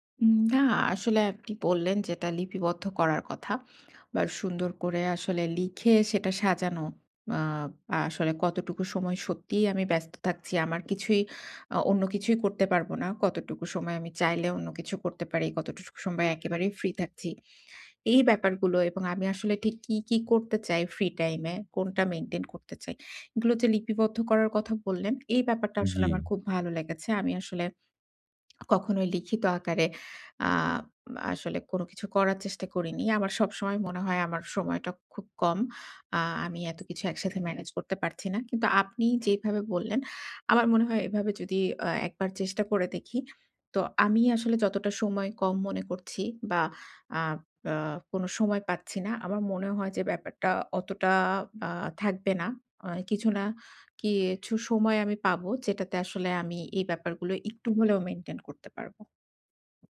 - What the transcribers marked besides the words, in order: other background noise; tapping; "কিছু" said as "কিইছু"
- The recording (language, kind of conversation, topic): Bengali, advice, বড় পরিবর্তনকে ছোট ধাপে ভাগ করে কীভাবে শুরু করব?